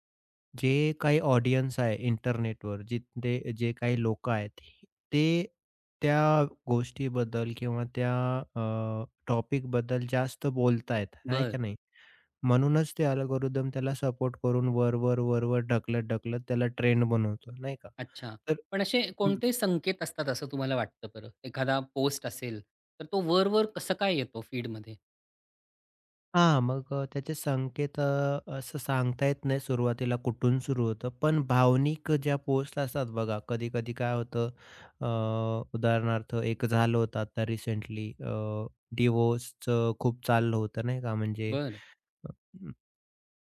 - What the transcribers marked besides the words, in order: in English: "ऑडियन्स"; other background noise; in English: "टॉपिकबद्दल"; in English: "अल्गोरिदम"; tapping
- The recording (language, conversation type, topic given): Marathi, podcast, सामग्रीवर शिफारस-यंत्रणेचा प्रभाव तुम्हाला कसा जाणवतो?